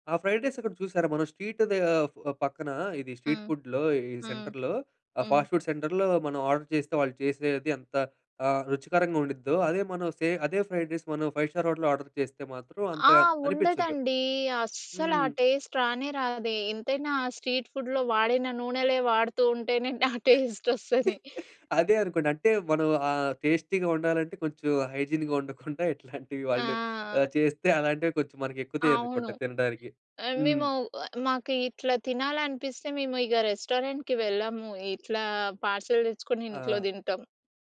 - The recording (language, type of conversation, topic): Telugu, podcast, స్ట్రీట్ ఫుడ్ రుచి ఎందుకు ప్రత్యేకంగా అనిపిస్తుంది?
- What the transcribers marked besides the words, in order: in English: "ఫ్రైడ్ రైస్"; in English: "స్ట్రీట్"; in English: "స్ట్రీట్ ఫుడ్‌లో"; in English: "సెంటర్‌లో"; in English: "ఫాస్ట్ ఫుడ్ సెంటర్‌లో"; in English: "ఆర్డర్"; in English: "ఫ్రైడ్ రైస్"; in English: "ఫైవ్ స్టార్"; in English: "ఆర్డర్"; in English: "టేస్ట్"; in English: "స్ట్రీట్ ఫుడ్‌లో"; chuckle; in English: "టేస్ట్"; chuckle; in English: "టేస్టీ‌గా"; in English: "హైజీన్‌గా"; in English: "రెస్టారెంట్‌కి"; in English: "పార్సెల్"